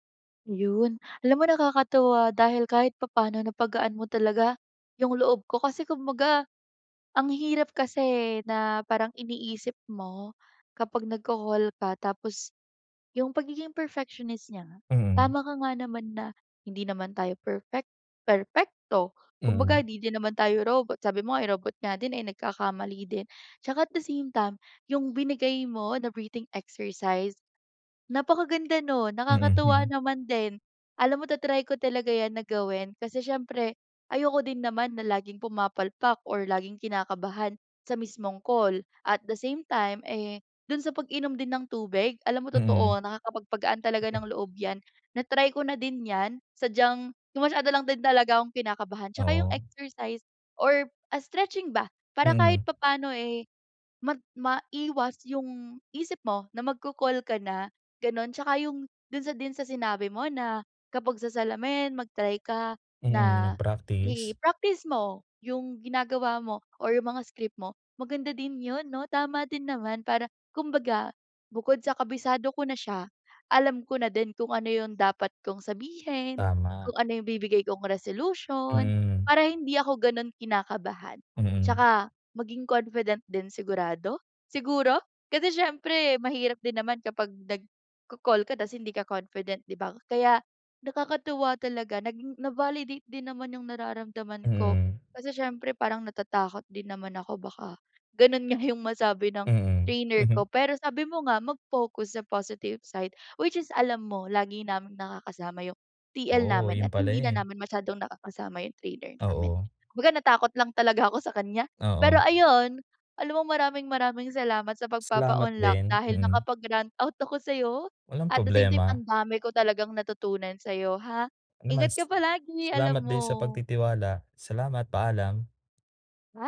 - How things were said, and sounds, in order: chuckle; tapping; chuckle
- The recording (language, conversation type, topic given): Filipino, advice, Ano ang mga epektibong paraan para mabilis akong kumalma kapag sobra akong nababagabag?